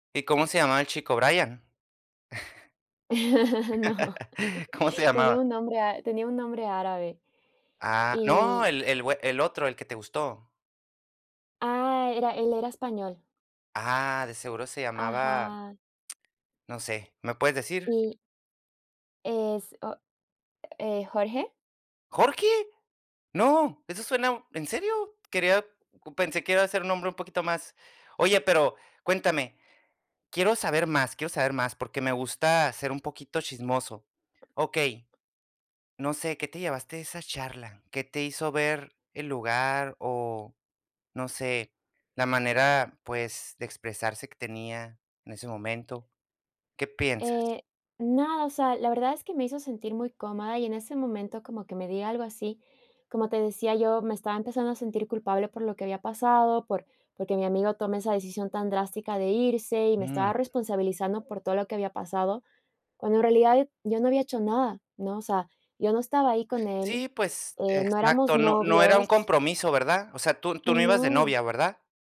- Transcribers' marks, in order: laugh; laughing while speaking: "No. Tenía un nombre a tenía un nombre árabe"; chuckle; other background noise; laugh; drawn out: "Ajá"; lip smack; tapping; surprised: "¡¿Jorge?!, ¡no!, eso suena ¿en serio?"
- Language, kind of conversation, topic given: Spanish, podcast, ¿Puedes contarme sobre una conversación memorable que tuviste con alguien del lugar?